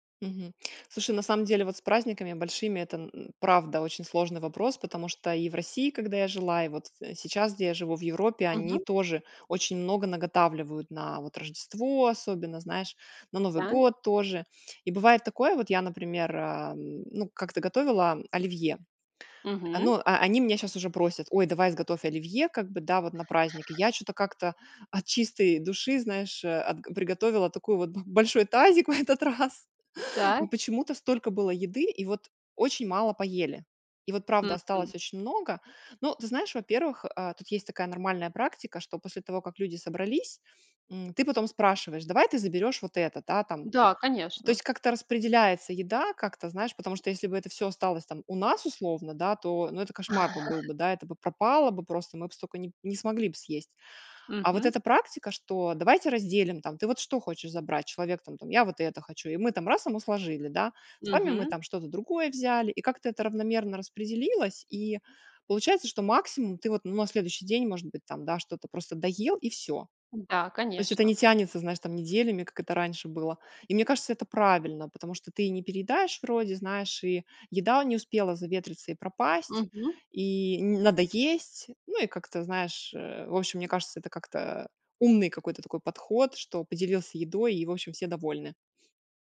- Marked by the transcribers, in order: other background noise; laughing while speaking: "в этот раз"; chuckle; tapping
- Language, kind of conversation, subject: Russian, podcast, Как уменьшить пищевые отходы в семье?